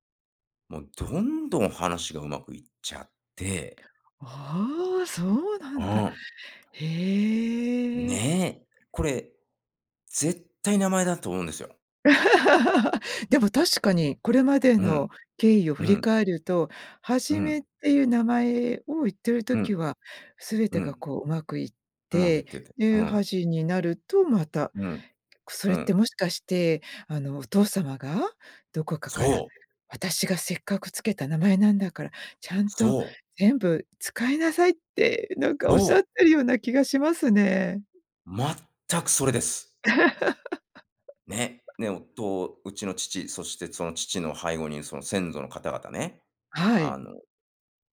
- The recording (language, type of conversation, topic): Japanese, podcast, 名前や苗字にまつわる話を教えてくれますか？
- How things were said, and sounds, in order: other noise; laugh; other background noise; stressed: "全く"; laugh